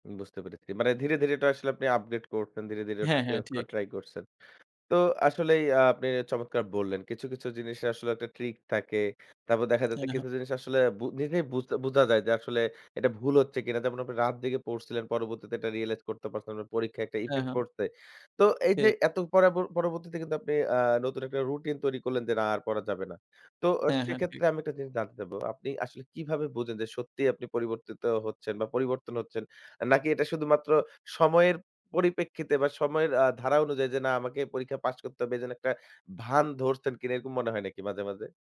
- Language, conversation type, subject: Bengali, podcast, তুমি কীভাবে পুরনো শেখা ভুল অভ্যাসগুলো ছেড়ে নতুনভাবে শিখছো?
- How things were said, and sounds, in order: other background noise